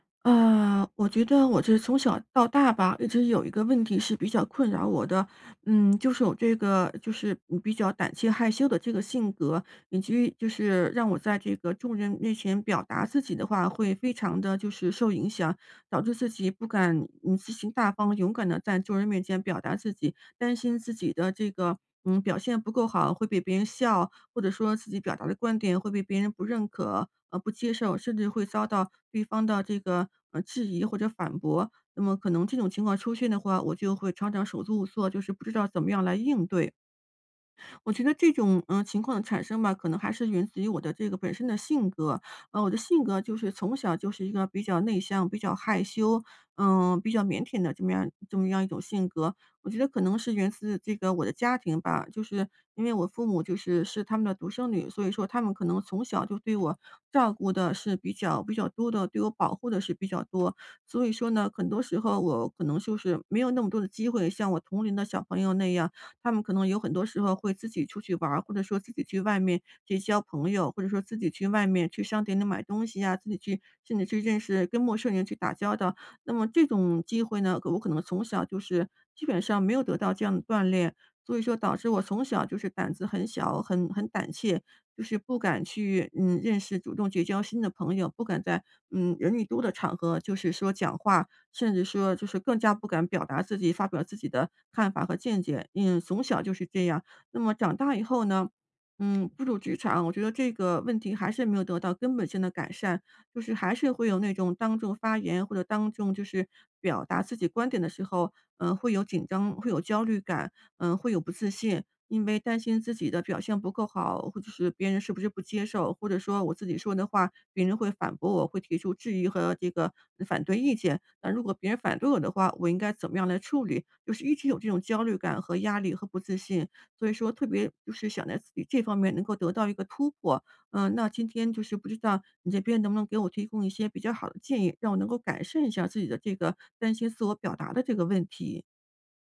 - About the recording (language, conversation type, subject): Chinese, advice, 我想表达真实的自己，但担心被排斥，我该怎么办？
- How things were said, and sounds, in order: tapping